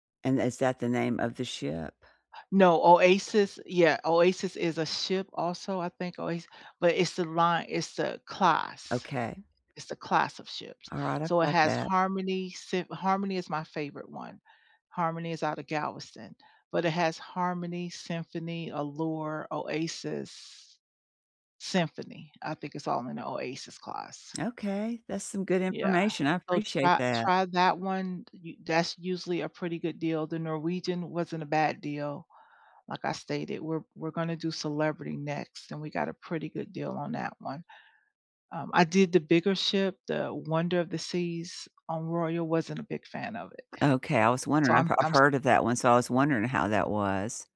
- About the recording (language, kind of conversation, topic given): English, unstructured, Which performer would you splurge on to see live, and what makes them unmissable for you?
- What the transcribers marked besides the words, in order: other background noise